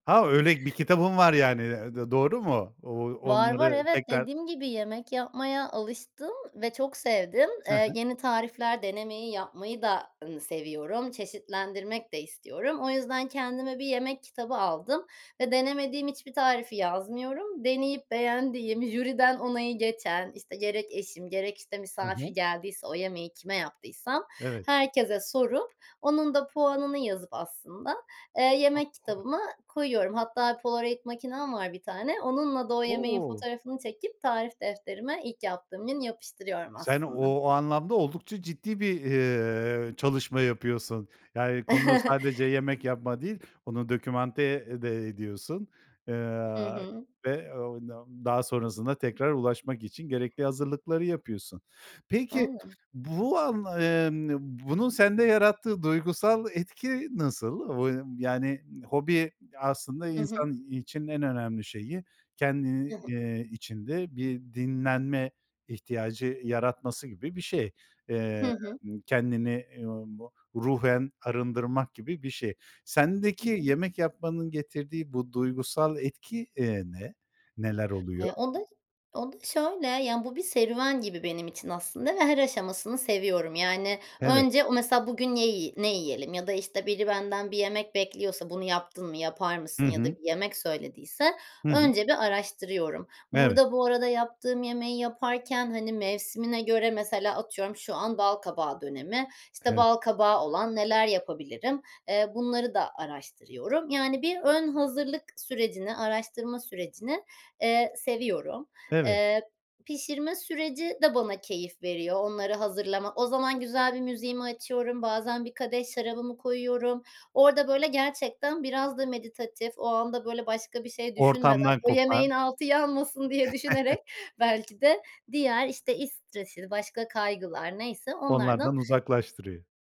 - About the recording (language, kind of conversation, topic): Turkish, podcast, Yemek yapmayı bir hobi olarak görüyor musun ve en sevdiğin yemek hangisi?
- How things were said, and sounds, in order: unintelligible speech; in English: "poloraid"; chuckle; in French: "documenté"; other background noise; unintelligible speech; unintelligible speech; unintelligible speech; chuckle; laughing while speaking: "diye düşünerek"